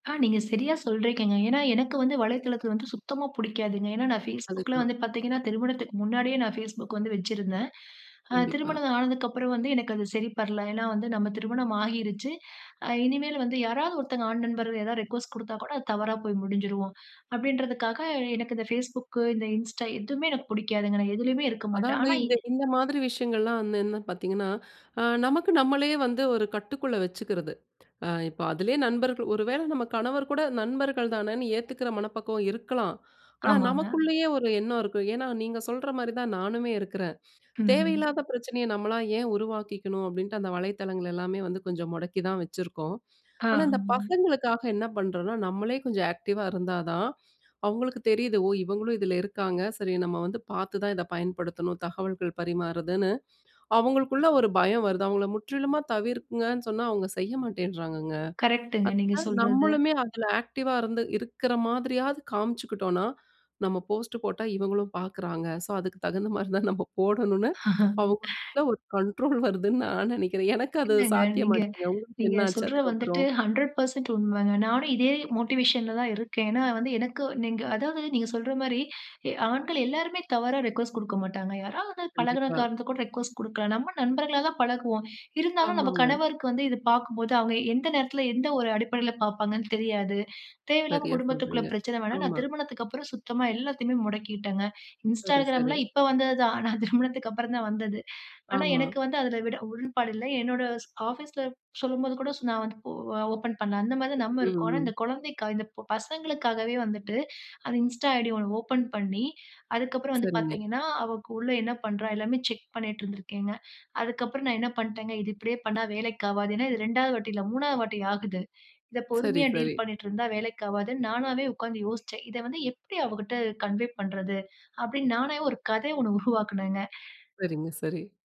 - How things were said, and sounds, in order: in English: "ரிக்வெஸ்ட்"; other noise; drawn out: "ஆமாங்க"; in English: "ஆக்டிவ்வா"; unintelligible speech; in English: "ஆக்டிவ்வா"; in English: "போஸ்ட்"; laughing while speaking: "அதுக்கு தகுந்த மாரி தான் நம்ம … என்ன ஆச்சு அதுக்கப்புறம்?"; laugh; in English: "கண்ட்ரோல்"; tapping; in English: "மோட்டிவேஷன்ல"; in English: "ரிக்வெஸ்ட்"; in English: "ரிக்வெஸ்ட்"; chuckle; in English: "டீல்"; in English: "கன்வே"; chuckle
- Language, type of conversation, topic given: Tamil, podcast, தகவலைக் கதையாக மாற்றி கற்றுக்கொள்ள சிறந்த வழி என்ன?